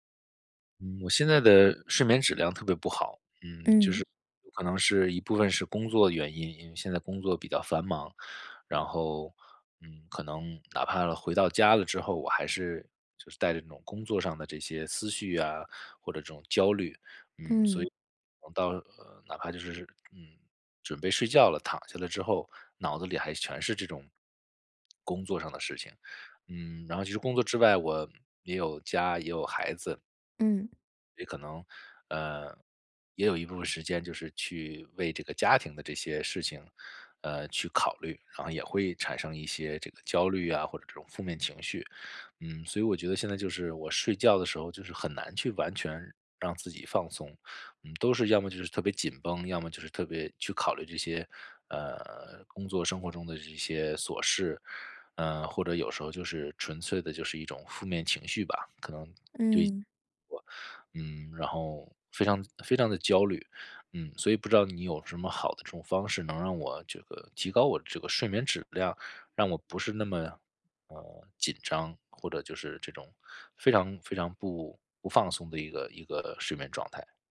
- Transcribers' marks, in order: none
- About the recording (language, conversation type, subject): Chinese, advice, 睡前如何做全身放松练习？